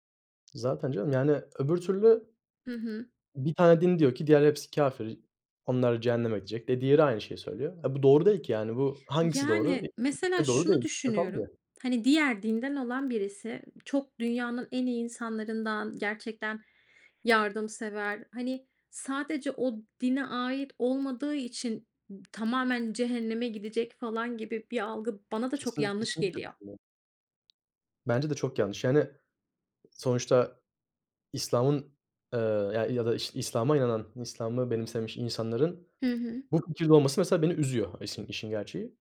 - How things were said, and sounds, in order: tapping; other background noise; unintelligible speech; unintelligible speech; other noise
- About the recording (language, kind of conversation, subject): Turkish, unstructured, Hayatında öğrendiğin en ilginç bilgi neydi?